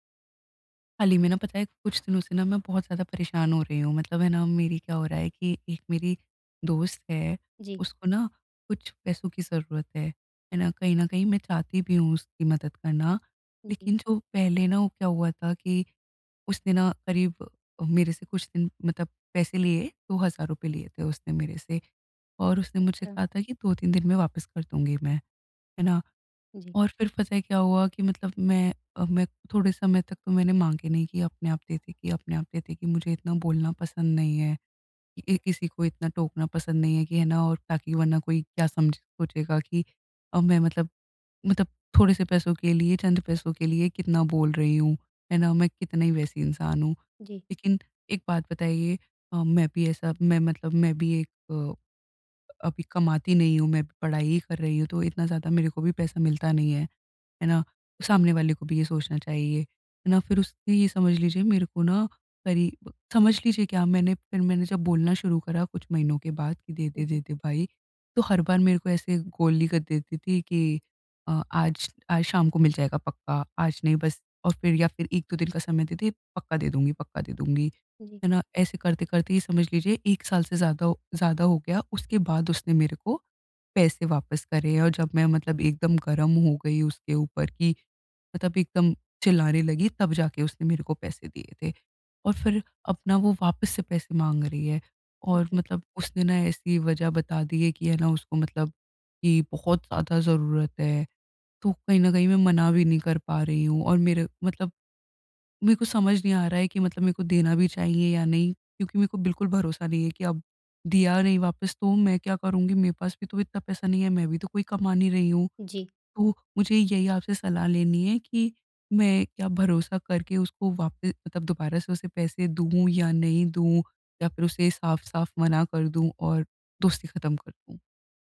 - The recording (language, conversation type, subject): Hindi, advice, किसी पर भरोसा करने की कठिनाई
- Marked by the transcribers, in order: tapping